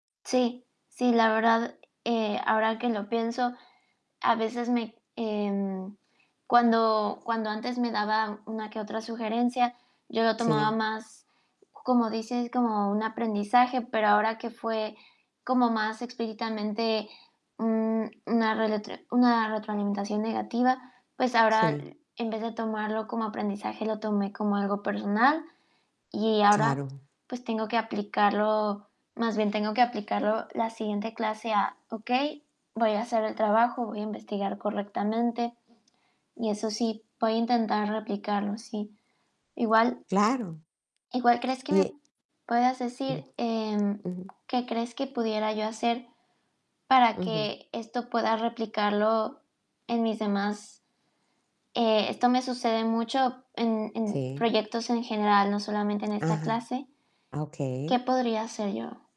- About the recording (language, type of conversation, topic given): Spanish, advice, ¿Cómo recibiste una crítica dura sobre un proyecto creativo?
- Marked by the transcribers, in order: static; "explícitamente" said as "expíritamente"; tapping